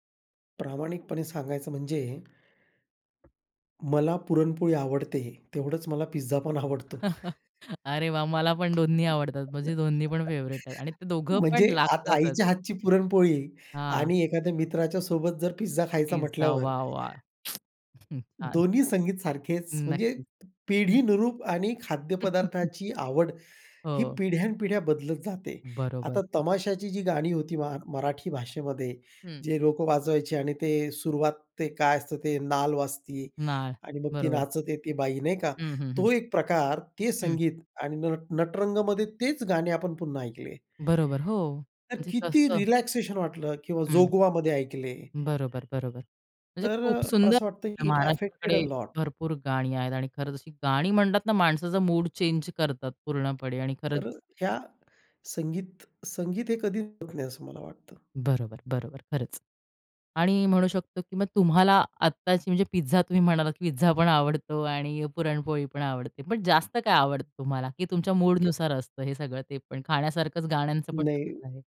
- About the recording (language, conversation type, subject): Marathi, podcast, शहरात आल्यावर तुमचा संगीतस्वाद कसा बदलला?
- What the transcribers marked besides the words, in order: tapping; chuckle; laughing while speaking: "आवडतो"; laugh; in English: "फेव्हरेट"; lip smack; chuckle; in English: "रिलॅक्सेशन"; horn; in English: "इट ॲफेक्टेड अलॉट"; in English: "मूड चेन्ज"; unintelligible speech; in English: "मूडनुसार"; other background noise